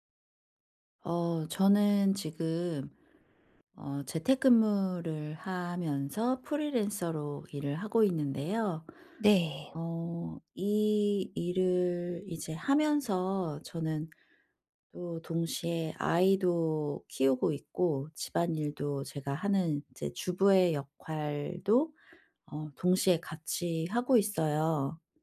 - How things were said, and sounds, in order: other background noise
- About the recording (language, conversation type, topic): Korean, advice, 일과 가족의 균형을 어떻게 맞출 수 있을까요?
- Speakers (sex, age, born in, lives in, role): female, 40-44, South Korea, South Korea, user; female, 40-44, United States, United States, advisor